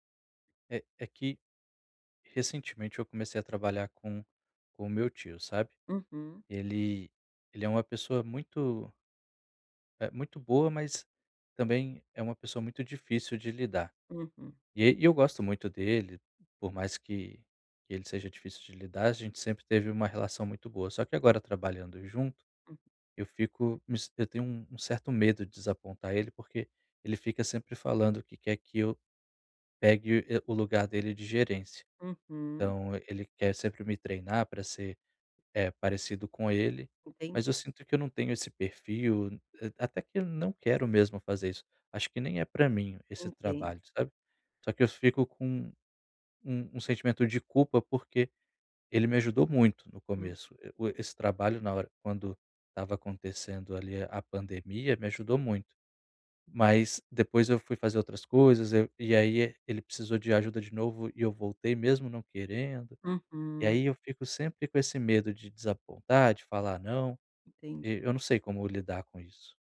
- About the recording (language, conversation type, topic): Portuguese, advice, Como posso dizer não sem sentir culpa ou medo de desapontar os outros?
- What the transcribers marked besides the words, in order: none